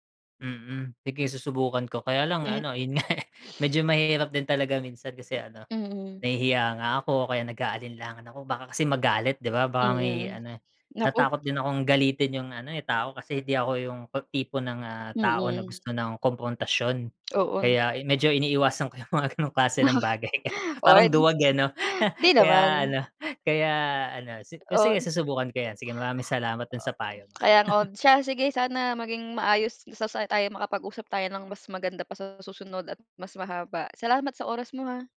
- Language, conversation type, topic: Filipino, unstructured, Ano ang pinakamahalagang katangian sa isang relasyon para sa’yo?
- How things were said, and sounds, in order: chuckle; other noise; tapping; lip smack; laughing while speaking: "yung mga gano'ng"; laughing while speaking: "Bakit? On?"; laughing while speaking: "kaya"; chuckle; chuckle